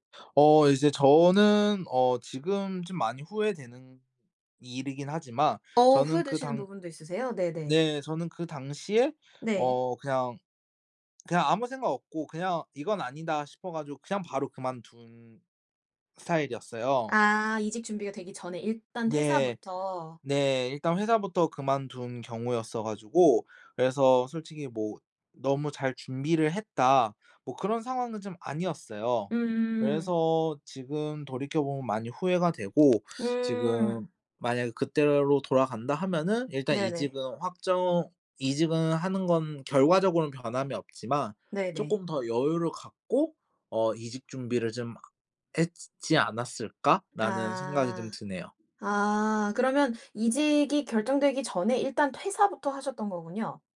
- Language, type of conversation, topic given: Korean, podcast, 직업을 바꾸게 된 계기가 무엇이었나요?
- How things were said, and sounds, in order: other background noise